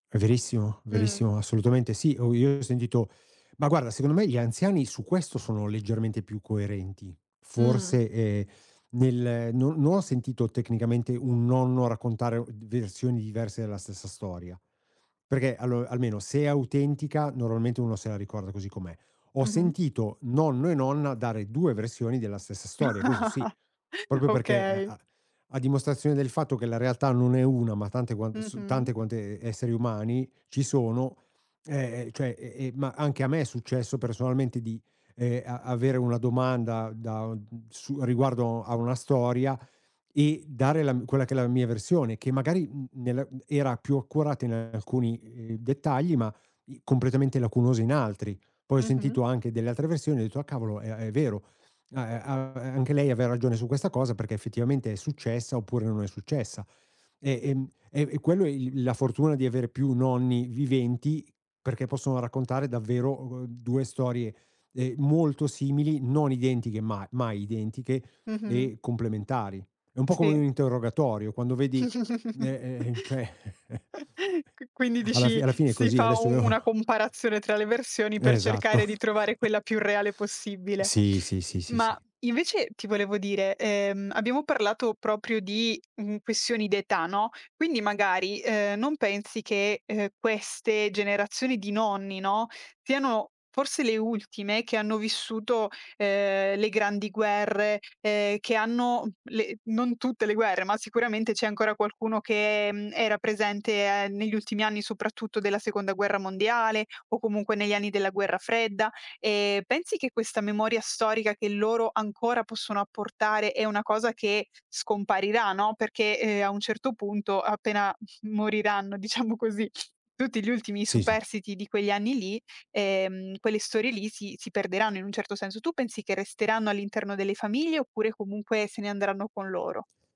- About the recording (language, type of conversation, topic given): Italian, podcast, Come si trasmettono le storie di famiglia tra generazioni?
- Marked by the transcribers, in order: "perché" said as "perghé"; chuckle; "questo" said as "gueso"; "Proprio" said as "propio"; "aveva" said as "avea"; chuckle; "cioè" said as "ceh"; chuckle; exhale; chuckle; chuckle; laughing while speaking: "diciamo"